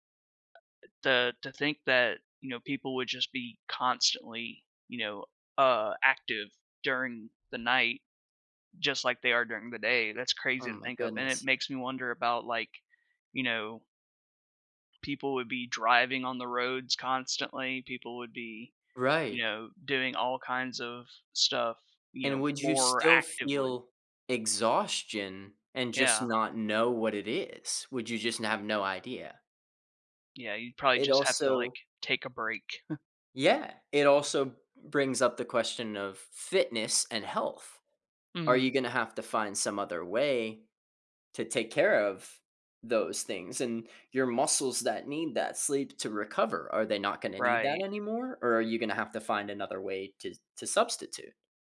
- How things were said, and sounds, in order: other background noise; tapping; chuckle
- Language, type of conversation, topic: English, unstructured, How would you prioritize your day without needing to sleep?
- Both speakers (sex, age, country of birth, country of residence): male, 30-34, United States, United States; male, 35-39, United States, United States